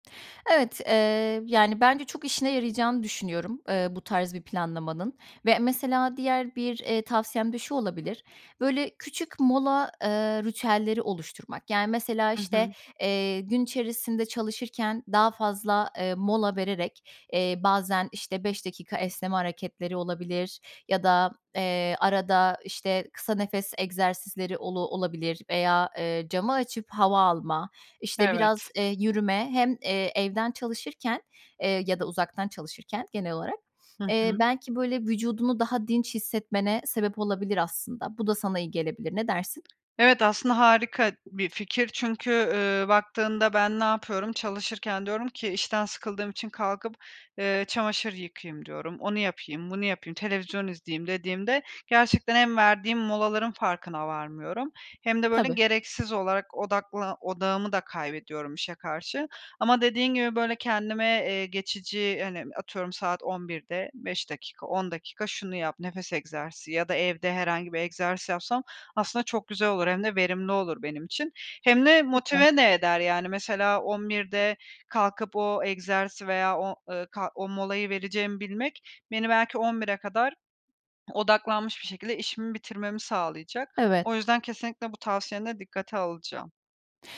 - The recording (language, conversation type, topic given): Turkish, advice, Uzaktan çalışmaya geçiş sürecinizde iş ve ev sorumluluklarınızı nasıl dengeliyorsunuz?
- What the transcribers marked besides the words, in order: other background noise; sniff; tapping; swallow